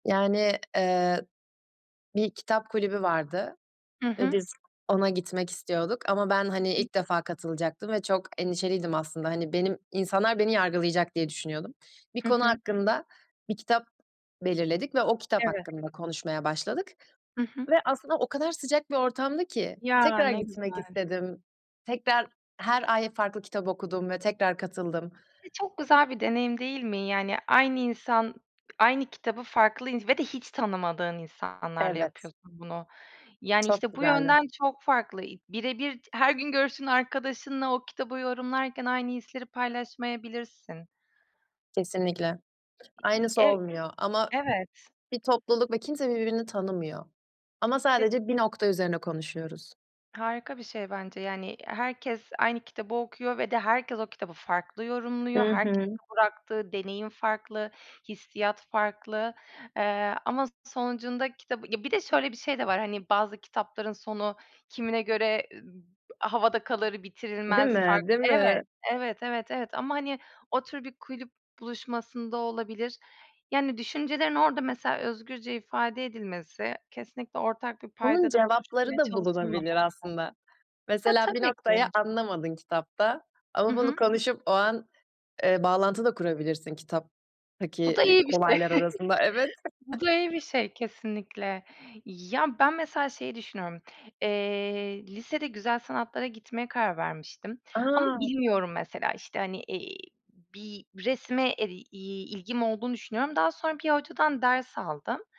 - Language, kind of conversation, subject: Turkish, unstructured, Sanatın hayatımızdaki en etkili yönü sizce nedir?
- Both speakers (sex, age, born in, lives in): female, 20-24, United Arab Emirates, Germany; female, 35-39, Turkey, Greece
- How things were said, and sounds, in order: tapping; other background noise; unintelligible speech; chuckle; laughing while speaking: "Evet"